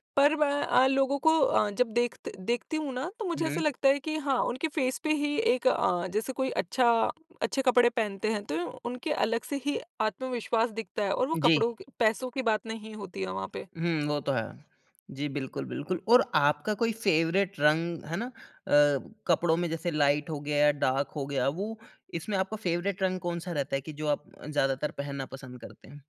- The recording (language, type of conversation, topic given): Hindi, podcast, कपड़े पहनने से आपको कितना आत्मविश्वास मिलता है?
- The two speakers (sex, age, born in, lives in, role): female, 25-29, India, India, guest; male, 30-34, India, India, host
- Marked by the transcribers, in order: in English: "फेस"; in English: "फेवरेट"; in English: "लाइट"; in English: "डार्क"; in English: "फेवरेट"